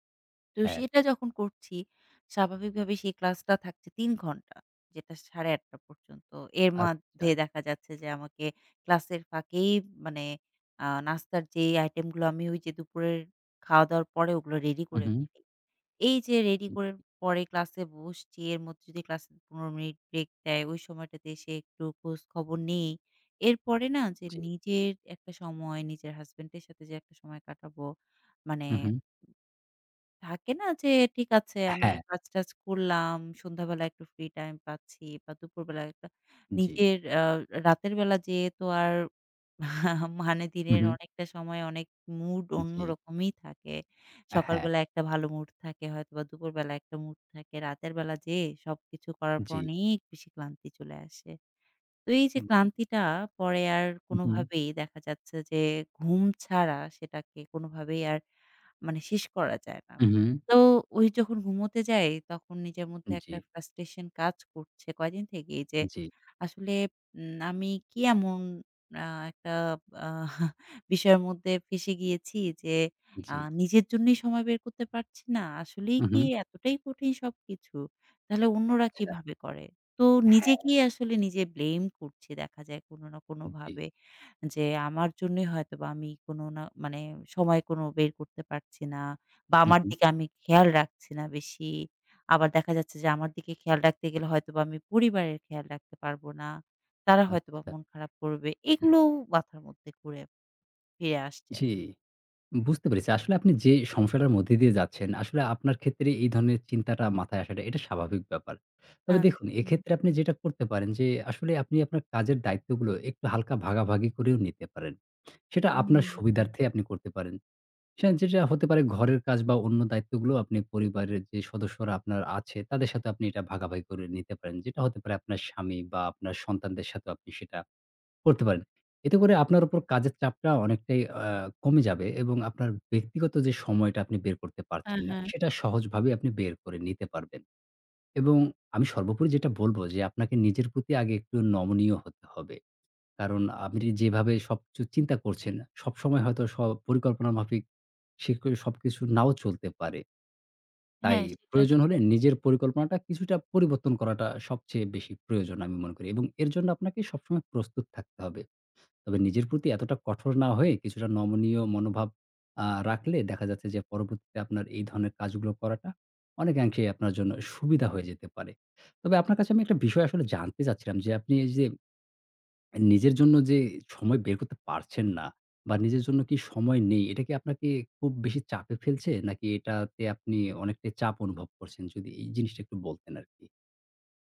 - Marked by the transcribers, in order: tapping; "মধ্যে" said as "মাধ্যে"; other background noise; unintelligible speech; chuckle; stressed: "অনেক"; in English: "frustration"; chuckle; in English: "blame"; throat clearing; "আপনি" said as "আপ্রি"; unintelligible speech; "পরবর্তীতে" said as "পরবত্তে"; swallow
- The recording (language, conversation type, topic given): Bengali, advice, পরিবার ও নিজের সময়ের মধ্যে ভারসাম্য রাখতে আপনার কষ্ট হয় কেন?